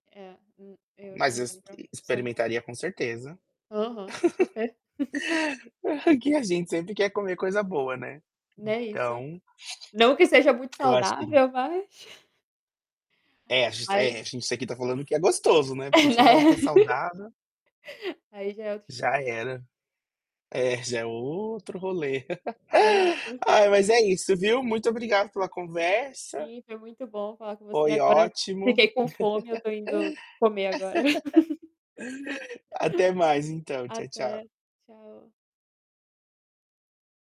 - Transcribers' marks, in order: static; unintelligible speech; distorted speech; laugh; laughing while speaking: "Porque"; chuckle; tapping; other background noise; unintelligible speech; chuckle; laughing while speaking: "Né?"; laugh; chuckle; laugh; chuckle
- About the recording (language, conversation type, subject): Portuguese, unstructured, Entre doce e salgado, que tipo de lanche você prefere?